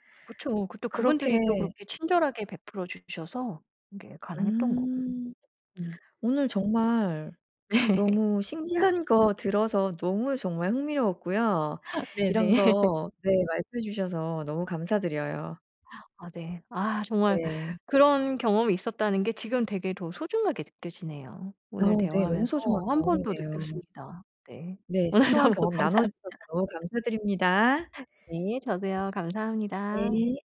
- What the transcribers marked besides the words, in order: laughing while speaking: "신기한"; laughing while speaking: "네"; laugh; laugh; gasp; other background noise; laughing while speaking: "오늘 너무 감사합니다"; laugh; tapping
- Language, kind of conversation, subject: Korean, podcast, 여행 중에 겪은 작은 친절의 순간을 들려주실 수 있나요?